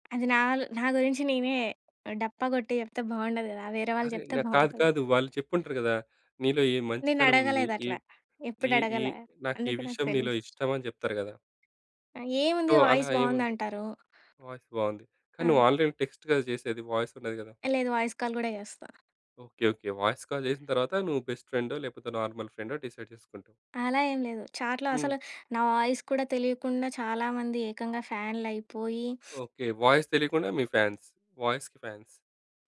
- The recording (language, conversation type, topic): Telugu, podcast, ఆన్‌లైన్‌లో పరిమితులు పెట్టుకోవడం మీకు ఎలా సులభమవుతుంది?
- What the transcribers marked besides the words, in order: other background noise; in English: "వాయిస్"; in English: "సో"; in English: "వాయిస్"; in English: "ఆల్రెడీ టెక్స్ట్"; in English: "వాయిస్"; in English: "వాయిస్ కాల్"; in English: "వాయిస్ కాల్"; in English: "బెస్ట్"; in English: "నార్మల్"; in English: "డిసైడ్"; in English: "చాట్‌లో"; in English: "వాయిస్"; sniff; in English: "వాయిస్"; in English: "ఫాన్స్ వాయిస్‌కి ఫాన్స్"